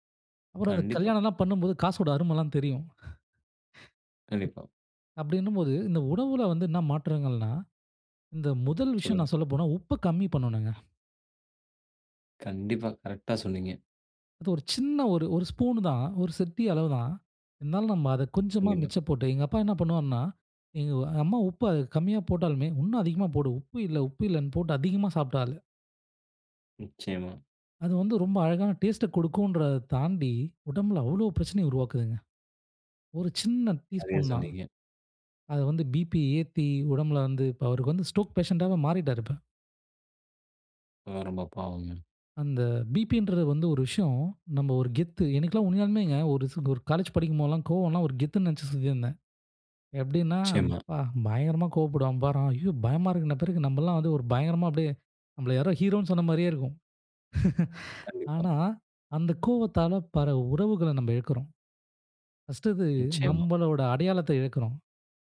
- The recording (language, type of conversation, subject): Tamil, podcast, உணவில் சிறிய மாற்றங்கள் எப்படி வாழ்க்கையை பாதிக்க முடியும்?
- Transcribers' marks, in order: chuckle; in English: "பிபி"; in English: "ஸ்ட்ரோக் பேஷன்ட்"; in English: "பிபின்றது"; chuckle; "பல" said as "பற"